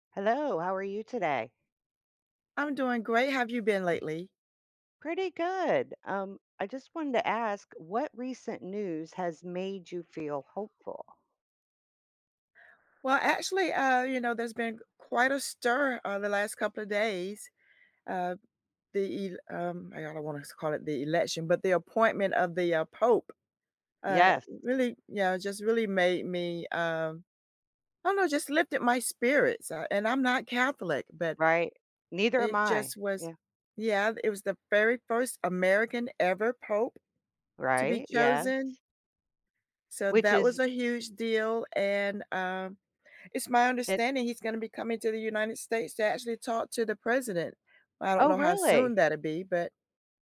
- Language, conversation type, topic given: English, unstructured, How does hearing positive news affect your outlook on life?
- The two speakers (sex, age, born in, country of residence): female, 55-59, United States, United States; female, 60-64, United States, United States
- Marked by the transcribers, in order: tapping; other background noise